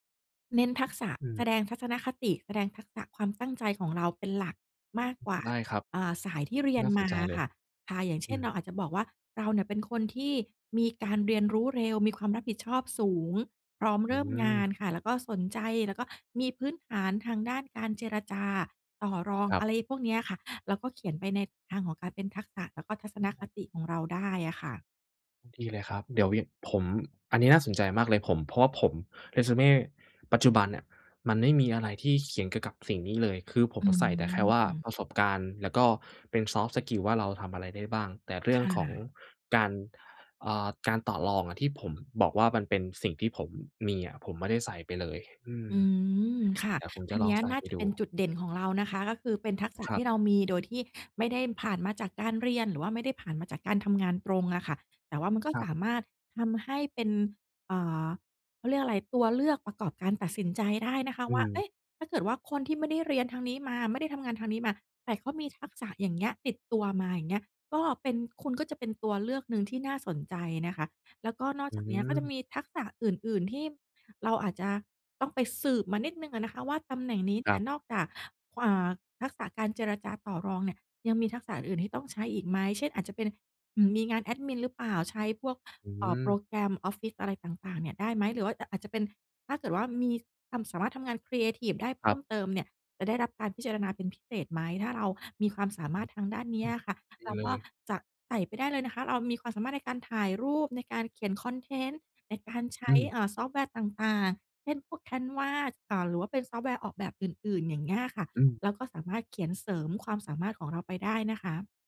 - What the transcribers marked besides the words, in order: other background noise; in English: "ซอฟต์สกิล"
- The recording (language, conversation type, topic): Thai, advice, คุณกลัวอะไรเกี่ยวกับการเริ่มงานใหม่หรือการเปลี่ยนสายอาชีพบ้าง?